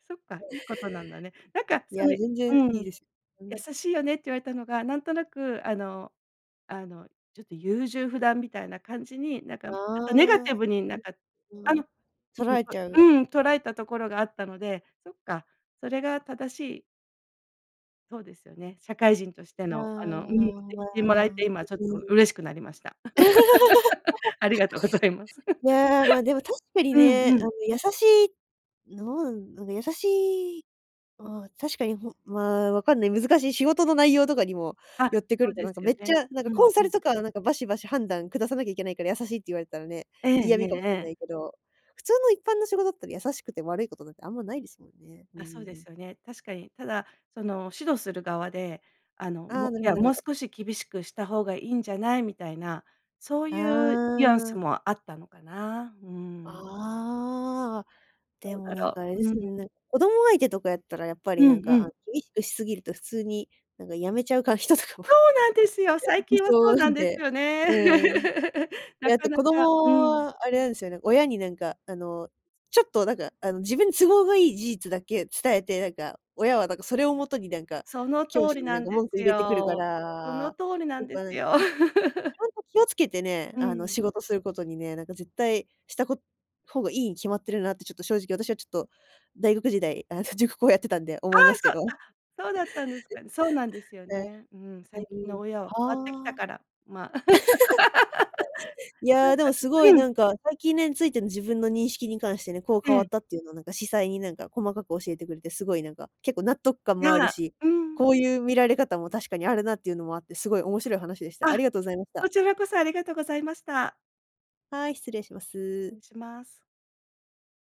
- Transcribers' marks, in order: unintelligible speech; unintelligible speech; laugh; other background noise; laugh; laughing while speaking: "ありがとうございます"; laughing while speaking: "人とかもいそうなんで"; laugh; laugh; laughing while speaking: "あの塾講やってたんで"; other noise; laugh; laugh
- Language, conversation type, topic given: Japanese, podcast, 最近、自分について新しく気づいたことはありますか？